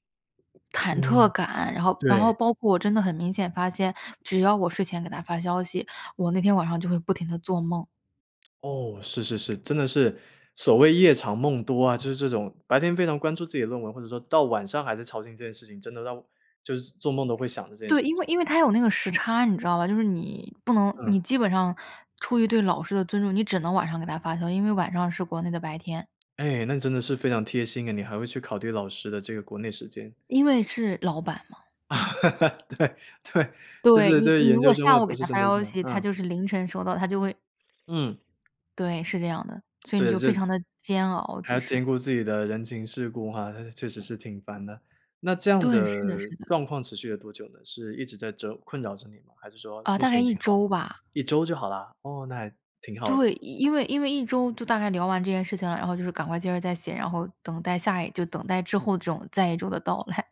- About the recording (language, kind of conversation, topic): Chinese, podcast, 睡眠不好时你通常怎么办？
- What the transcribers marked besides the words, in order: other background noise; "考虑" said as "考第"; laugh; laughing while speaking: "对，对"; unintelligible speech; laughing while speaking: "来"